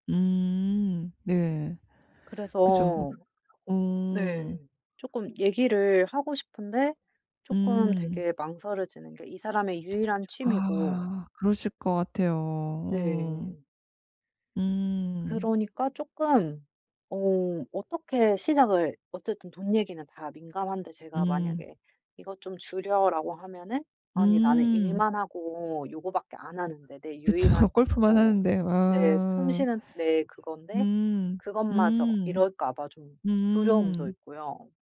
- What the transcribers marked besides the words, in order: other background noise; laughing while speaking: "그쵸"
- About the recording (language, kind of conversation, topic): Korean, advice, 가족과 돈 문제를 어떻게 하면 편하게 이야기할 수 있을까요?